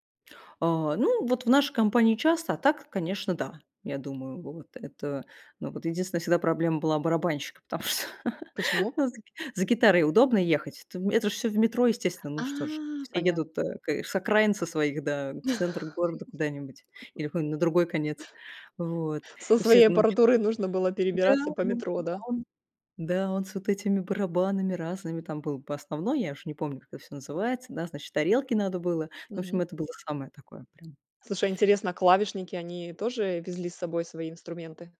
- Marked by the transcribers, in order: laughing while speaking: "потому что"; laugh; tapping
- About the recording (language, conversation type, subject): Russian, podcast, Какой первый концерт произвёл на тебя сильное впечатление?